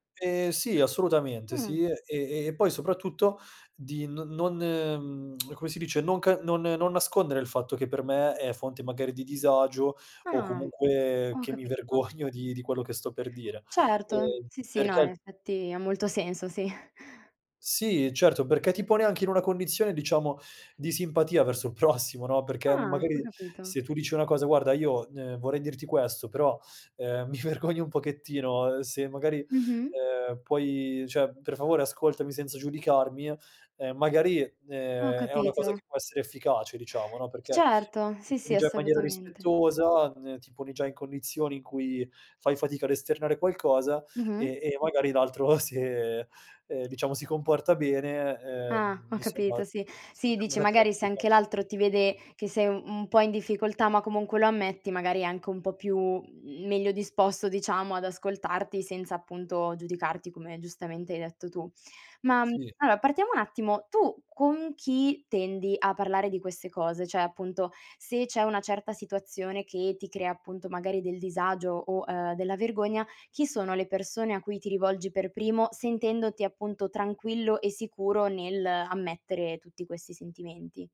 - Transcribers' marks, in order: tsk; laughing while speaking: "vergogno"; other background noise; laughing while speaking: "sì"; laughing while speaking: "il prossimo"; tapping; laughing while speaking: "mi vergogno"; "cioè" said as "ceh"; laughing while speaking: "se"; other noise; "Cioè" said as "ceh"
- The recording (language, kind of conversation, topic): Italian, podcast, Come posso parlare dei miei bisogni senza vergognarmi?